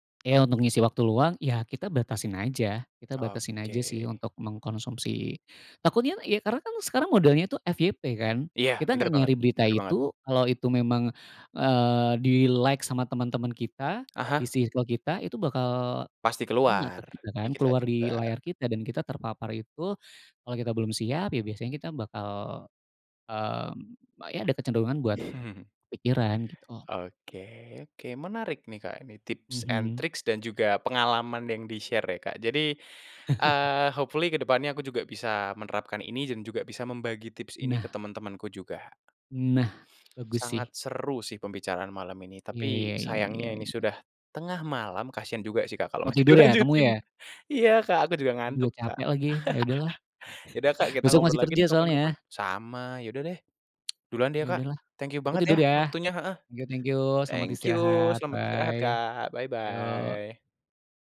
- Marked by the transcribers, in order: tapping; in English: "di-like"; laughing while speaking: "Hmm"; in English: "tips and tricks"; in English: "di-share"; in English: "hopefully"; chuckle; laughing while speaking: "dilanjutin"; chuckle; tsk
- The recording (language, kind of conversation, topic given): Indonesian, podcast, Pernahkah kamu tertipu hoaks, dan bagaimana reaksimu saat menyadarinya?